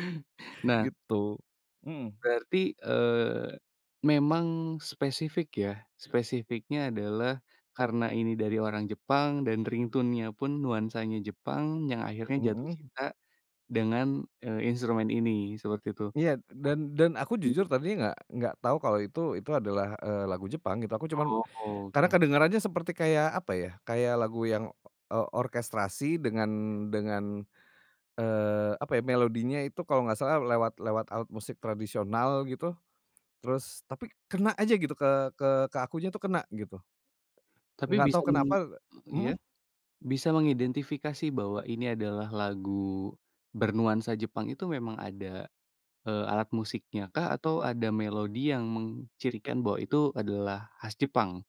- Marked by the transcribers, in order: in English: "ringtone-nya"; tapping; other background noise
- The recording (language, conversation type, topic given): Indonesian, podcast, Lagu apa yang menurutmu paling menggambarkan hidupmu saat ini?
- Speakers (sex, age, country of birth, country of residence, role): male, 30-34, Indonesia, Indonesia, host; male, 40-44, Indonesia, Indonesia, guest